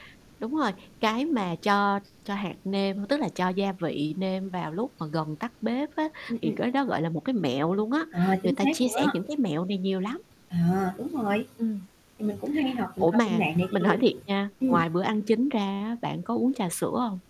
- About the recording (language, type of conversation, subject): Vietnamese, podcast, Bạn có mẹo nào để ăn uống lành mạnh mà vẫn dễ áp dụng hằng ngày không?
- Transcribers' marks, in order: tapping; static; other background noise; horn